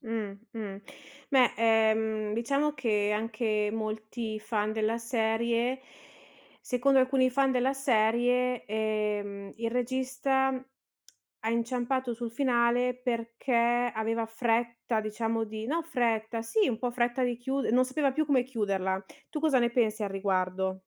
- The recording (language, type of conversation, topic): Italian, podcast, Che cosa rende un finale davvero soddisfacente per lo spettatore?
- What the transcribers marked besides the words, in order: inhale; tapping